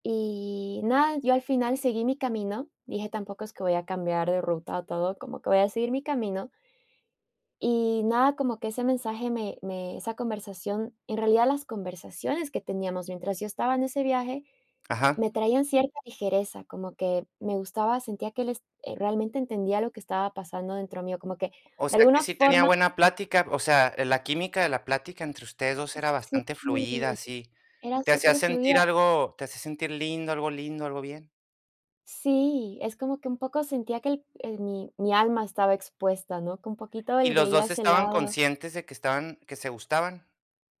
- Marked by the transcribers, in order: none
- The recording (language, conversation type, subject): Spanish, podcast, ¿Puedes contarme sobre una conversación memorable que tuviste con alguien del lugar?
- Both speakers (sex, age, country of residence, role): female, 30-34, United States, guest; male, 30-34, United States, host